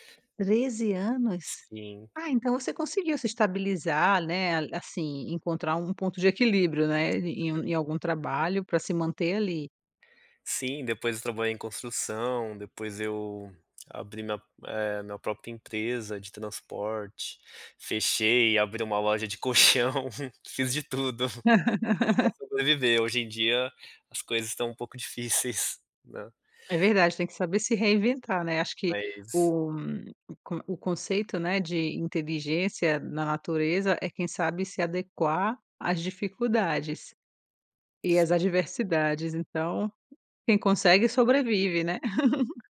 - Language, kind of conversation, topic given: Portuguese, podcast, Como foi o momento em que você se orgulhou da sua trajetória?
- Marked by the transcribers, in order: tapping; unintelligible speech; laughing while speaking: "colchão"; chuckle; laugh; laugh